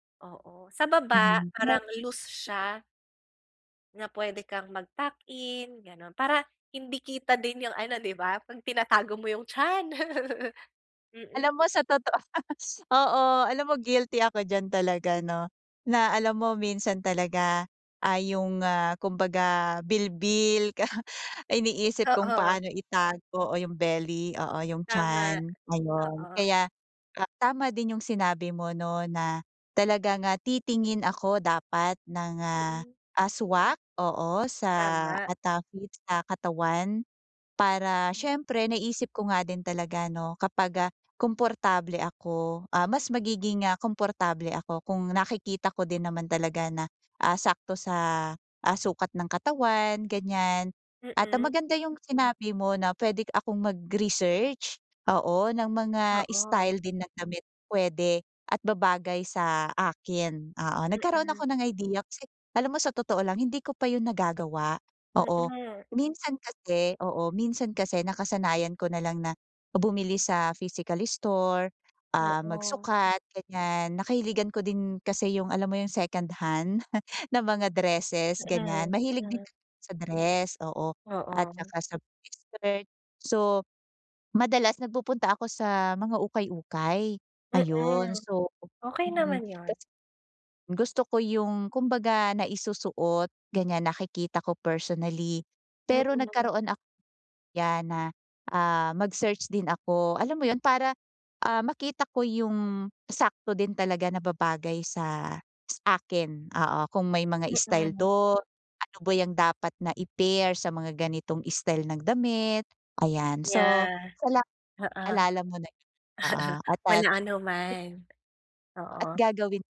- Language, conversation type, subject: Filipino, advice, Paano ako magiging mas komportable at kumpiyansa sa pananamit?
- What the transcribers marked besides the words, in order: chuckle; laughing while speaking: "ka"; tapping; other background noise; chuckle; chuckle